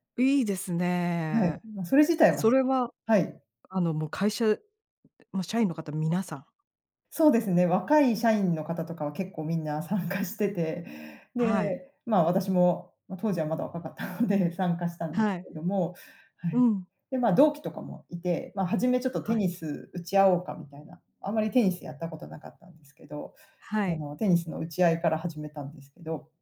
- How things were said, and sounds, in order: other noise; laughing while speaking: "参加してて"
- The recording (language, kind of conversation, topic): Japanese, podcast, あなたがこれまでで一番恥ずかしかった経験を聞かせてください。